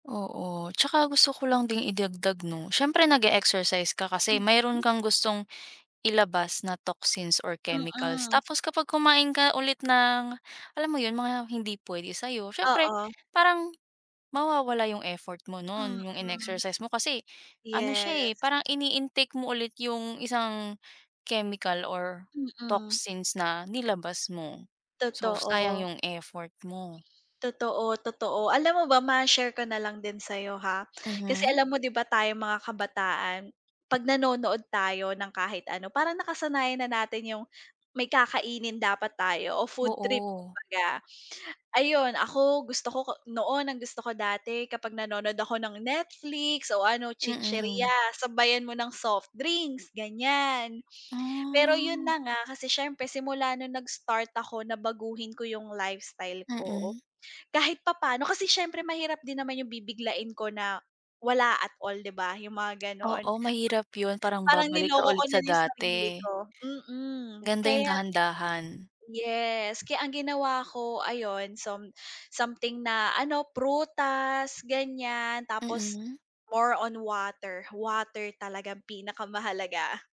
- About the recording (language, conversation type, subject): Filipino, unstructured, Ano ang pinakaepektibong paraan upang manatiling malusog araw-araw?
- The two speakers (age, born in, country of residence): 20-24, Philippines, Philippines; 30-34, Philippines, Philippines
- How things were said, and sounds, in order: other background noise; tapping; drawn out: "Ah"; unintelligible speech